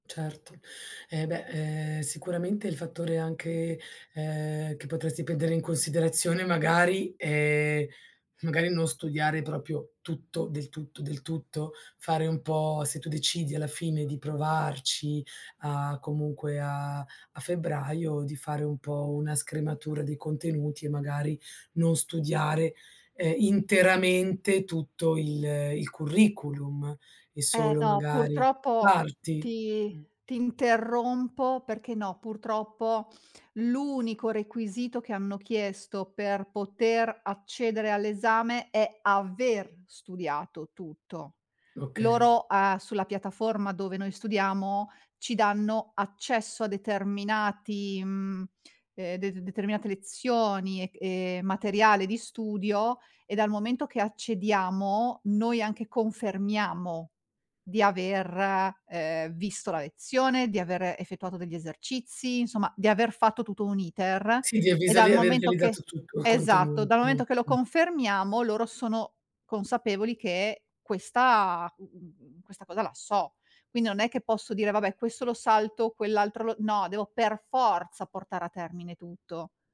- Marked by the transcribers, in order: "proprio" said as "propio"; other noise
- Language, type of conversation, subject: Italian, advice, Come posso gestire scadenze sovrapposte quando ho poco tempo per pianificare?
- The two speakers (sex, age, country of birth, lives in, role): female, 40-44, Italy, Italy, user; female, 40-44, Italy, Spain, advisor